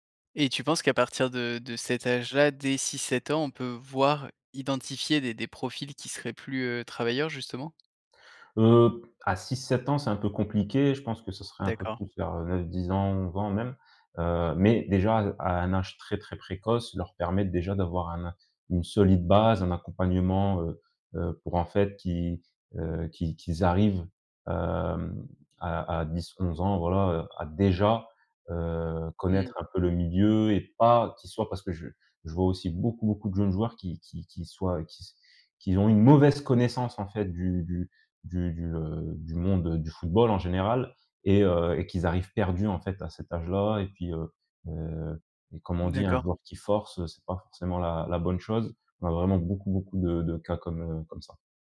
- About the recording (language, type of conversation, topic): French, podcast, Peux-tu me parler d’un projet qui te passionne en ce moment ?
- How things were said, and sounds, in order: tapping; drawn out: "hem"; stressed: "déjà"; stressed: "pas"